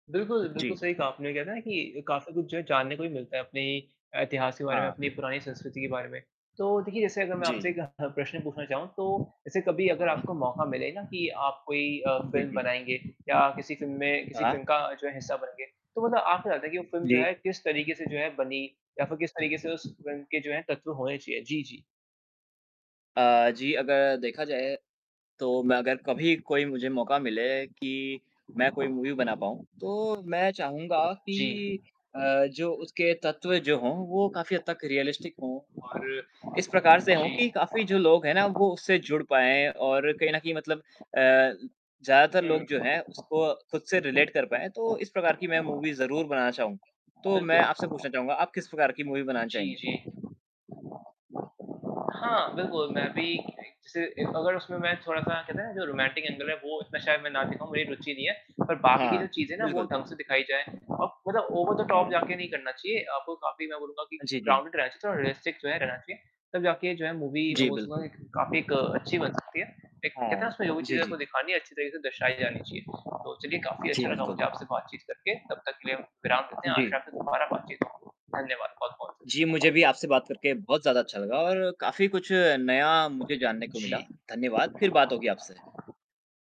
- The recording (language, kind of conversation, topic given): Hindi, unstructured, आपकी पसंदीदा फिल्म ने आपके जीवन पर क्या असर डाला है?
- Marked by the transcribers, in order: static; other background noise; distorted speech; mechanical hum; in English: "मूवी"; in English: "रियलिस्टिक"; in English: "रिलेट"; in English: "मूवी"; in English: "मूवी"; in English: "रोमांटिक एंगल"; in English: "ओवर द टॉप"; in English: "ग्राउंडेड"; in English: "रियलिस्टिक"; in English: "मूवी"